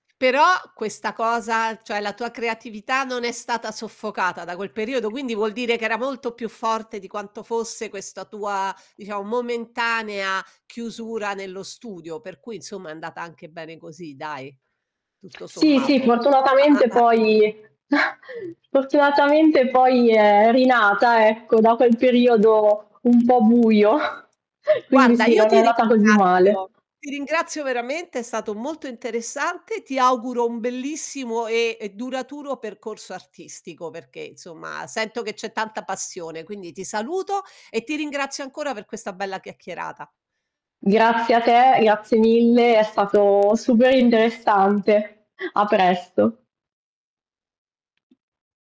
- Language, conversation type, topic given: Italian, podcast, Quale esperienza ti ha fatto crescere creativamente?
- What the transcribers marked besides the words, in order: "cioè" said as "ceh"; other background noise; distorted speech; chuckle; chuckle; tapping